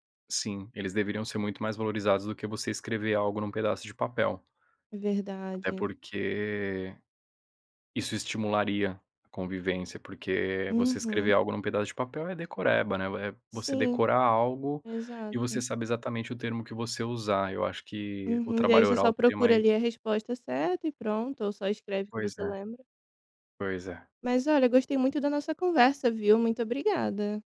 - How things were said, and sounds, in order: none
- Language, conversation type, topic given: Portuguese, podcast, Como a escola poderia ensinar a arte de desaprender?